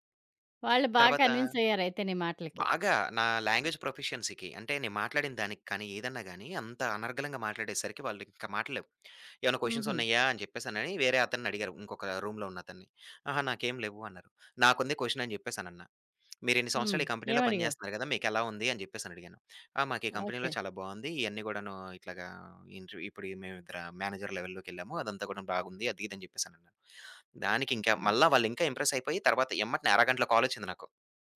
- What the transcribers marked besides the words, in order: other background noise; in English: "లాంగ్వేజ్ ప్రొఫిషియన్సీకి"; in English: "రూమ్‌లో"; in English: "క్వెషన్"; in English: "కంపెనీలో"; in English: "కంపెనీలో"; in English: "ఇంట్రవ్యూ"; in English: "మేనేజర్ లెవెలోకెళ్ళాము"
- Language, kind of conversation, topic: Telugu, podcast, ఉద్యోగ భద్రతా లేదా స్వేచ్ఛ — మీకు ఏది ఎక్కువ ముఖ్యమైంది?